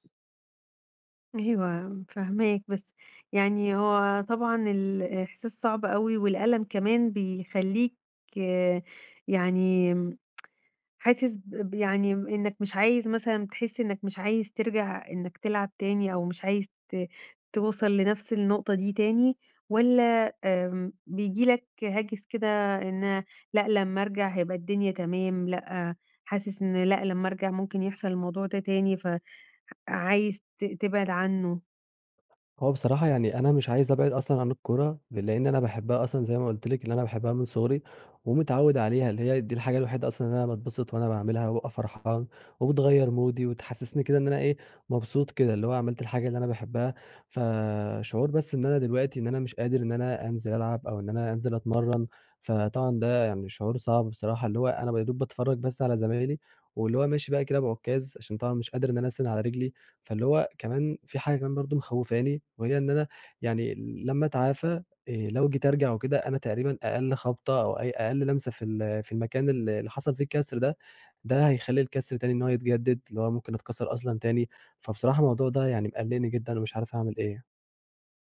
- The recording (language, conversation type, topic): Arabic, advice, إزاي أتعامل مع وجع أو إصابة حصلتلي وأنا بتمرن وأنا متردد أكمل؟
- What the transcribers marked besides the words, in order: tapping; in English: "مودي"